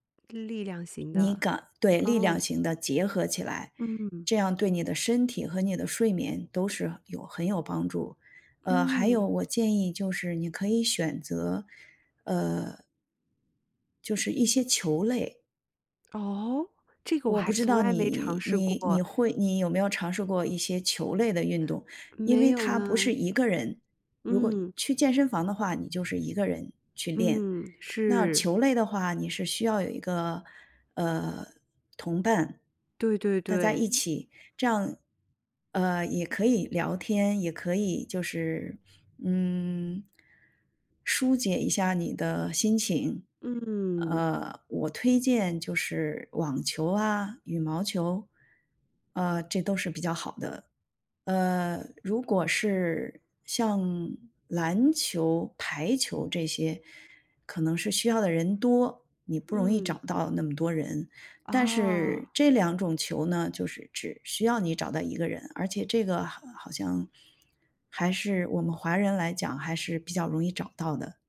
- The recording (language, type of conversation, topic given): Chinese, advice, 工作压力是如何引发你持续的焦虑和失眠的？
- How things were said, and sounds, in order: none